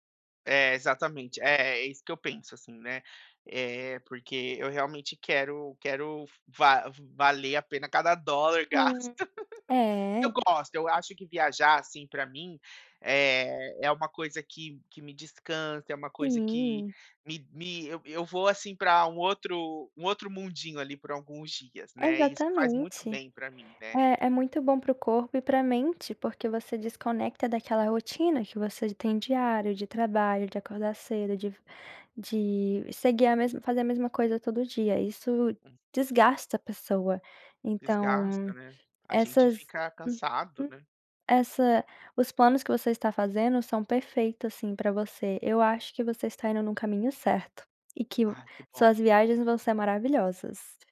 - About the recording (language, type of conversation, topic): Portuguese, advice, Como posso equilibrar descanso e passeios nas minhas férias sem me sentir culpado?
- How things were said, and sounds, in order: laugh; tapping